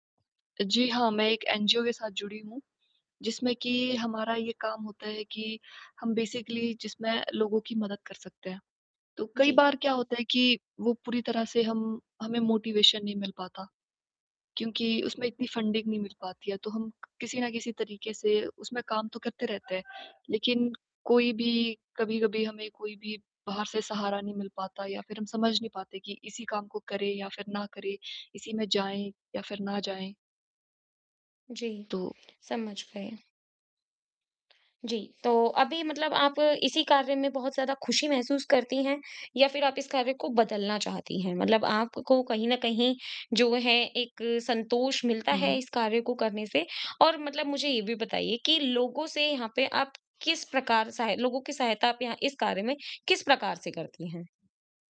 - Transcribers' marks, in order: in English: "बेसिकली"; in English: "मोटिवेशन"; in English: "फंडिंग"; other background noise; tapping; static; other noise
- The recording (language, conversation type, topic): Hindi, advice, मैं अपने बड़े सपनों को रोज़मर्रा के छोटे, नियमित कदमों में कैसे बदलूँ?
- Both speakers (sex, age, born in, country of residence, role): female, 20-24, India, India, user; female, 25-29, India, India, advisor